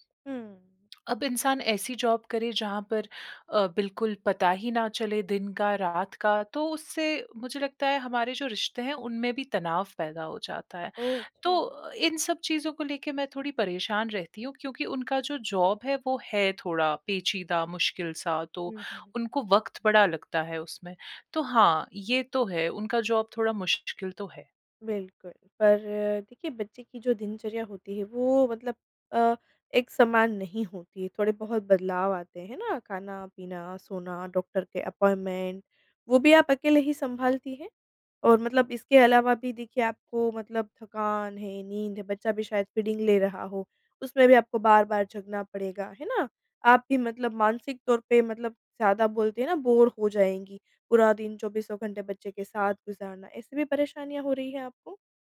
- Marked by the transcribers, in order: other noise; in English: "जॉब"; in English: "जॉब"; in English: "जॉब"; in English: "अपॉइंटमेंट"
- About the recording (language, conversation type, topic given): Hindi, advice, बच्चे के जन्म के बाद आप नए माता-पिता की जिम्मेदारियों के साथ तालमेल कैसे बिठा रहे हैं?